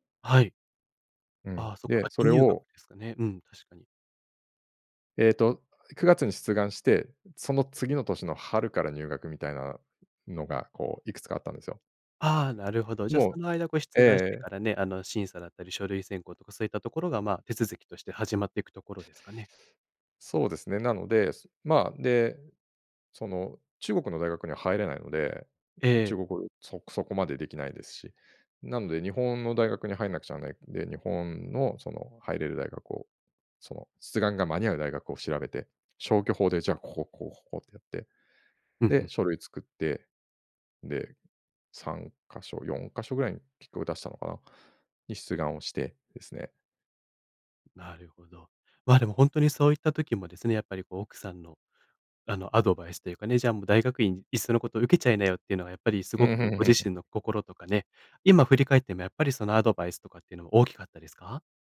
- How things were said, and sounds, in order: other background noise
- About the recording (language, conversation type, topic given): Japanese, podcast, キャリアの中で、転機となったアドバイスは何でしたか？